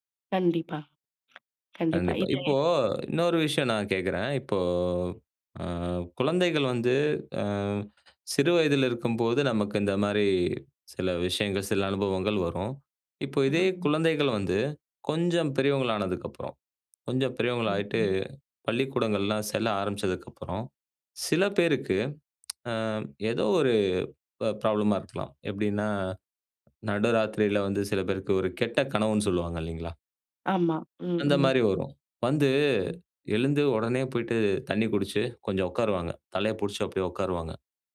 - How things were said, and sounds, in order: other background noise; unintelligible speech; tsk
- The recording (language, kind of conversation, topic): Tamil, podcast, மிதமான உறக்கம் உங்கள் நாளை எப்படி பாதிக்கிறது என்று நீங்கள் நினைக்கிறீர்களா?